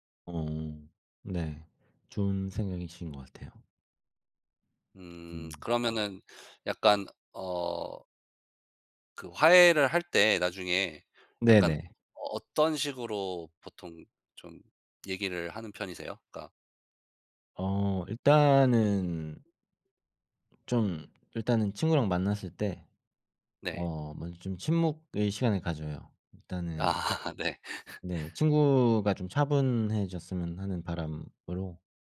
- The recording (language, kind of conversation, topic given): Korean, unstructured, 친구와 갈등이 생겼을 때 어떻게 해결하나요?
- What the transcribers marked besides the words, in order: other background noise; laughing while speaking: "아 네"; laugh